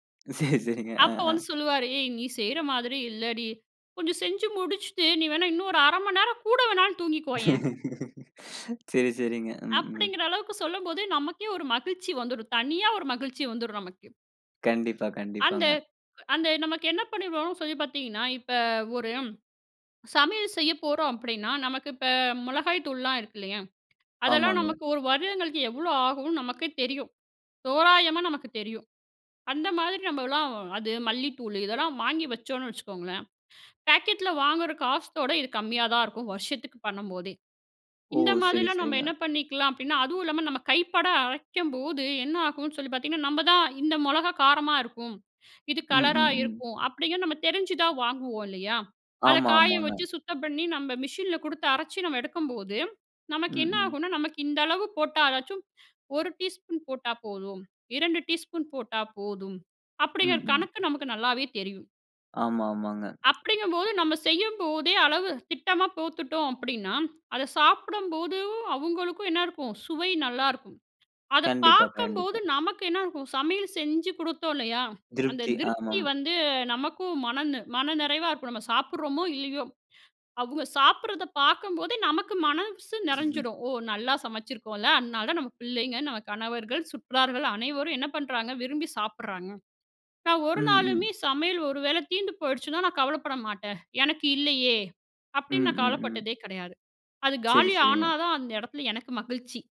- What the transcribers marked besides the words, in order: laugh; other background noise; "போட்டுட்டோம்" said as "போத்துட்டோம்"; joyful: "அவுங்க சாப்பிடுறத பாக்கம்போதே நமக்கு மனஸ்சு … பண்றாங்க? விரும்பி சாப்பிடுறாங்க"; chuckle
- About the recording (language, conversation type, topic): Tamil, podcast, சமையல் செய்யும் போது உங்களுக்குத் தனி மகிழ்ச்சி ஏற்படுவதற்குக் காரணம் என்ன?